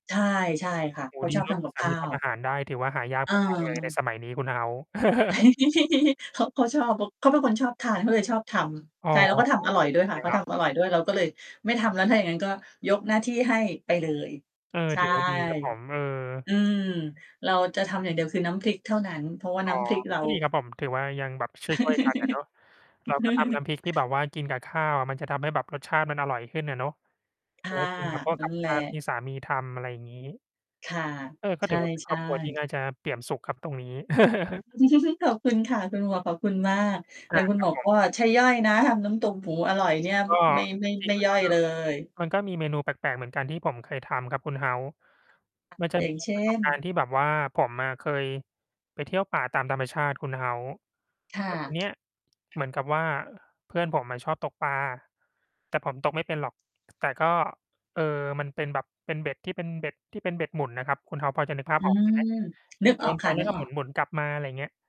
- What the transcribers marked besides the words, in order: other background noise; giggle; chuckle; mechanical hum; chuckle; chuckle; distorted speech; tapping; unintelligible speech
- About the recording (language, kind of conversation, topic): Thai, unstructured, คุณรู้สึกอย่างไรเมื่อทำอาหารเป็นงานอดิเรก?